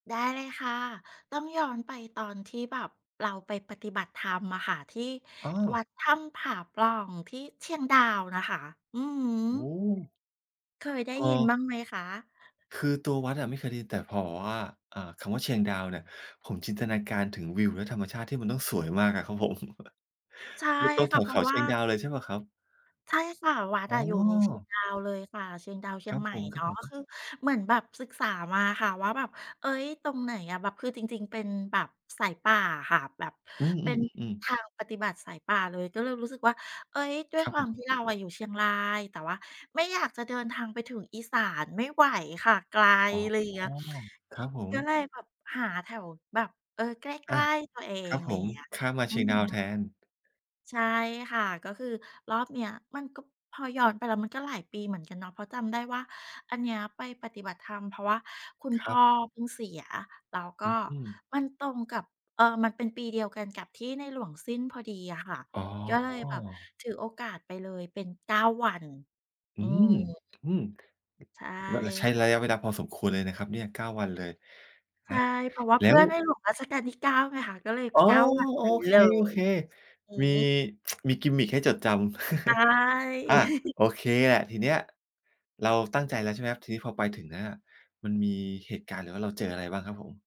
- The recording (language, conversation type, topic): Thai, podcast, คุณเคยได้รับความเมตตาจากคนแปลกหน้าบ้างไหม เล่าให้ฟังหน่อยได้ไหม?
- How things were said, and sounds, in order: chuckle; tapping; other background noise; tsk; in English: "กิมมิก"; stressed: "เลย"; chuckle; chuckle